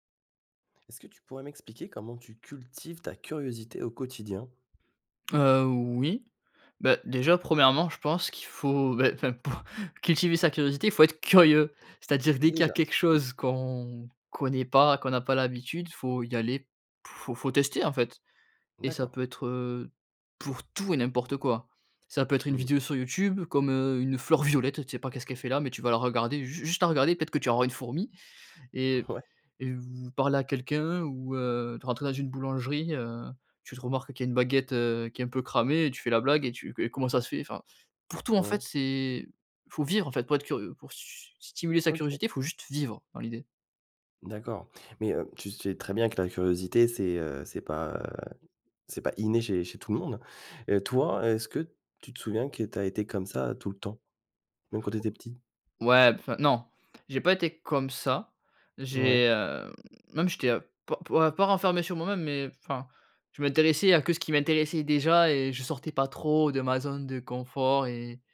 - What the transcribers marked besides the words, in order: laughing while speaking: "pour"; stressed: "curieux"; laughing while speaking: "Ouais"; tapping
- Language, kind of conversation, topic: French, podcast, Comment cultives-tu ta curiosité au quotidien ?